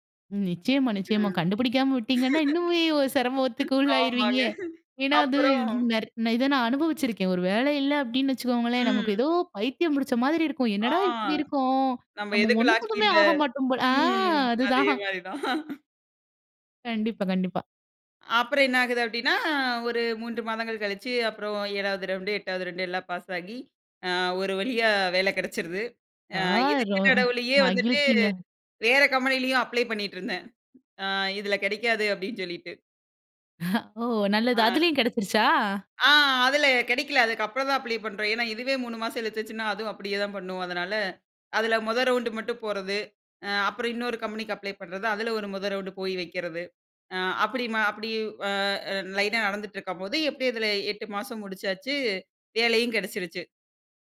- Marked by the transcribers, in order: laughing while speaking: "ஆமாங்க அப்புறம்"; laughing while speaking: "இன்னுமே ஒரு சிரமத்துக்கு உள்ளாயிருவீங்க"; laughing while speaking: "அதுதான்"; laugh; other background noise; laugh
- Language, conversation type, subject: Tamil, podcast, மனநலமும் வேலைவாய்ப்பும் இடையே சமநிலையை எப்படிப் பேணலாம்?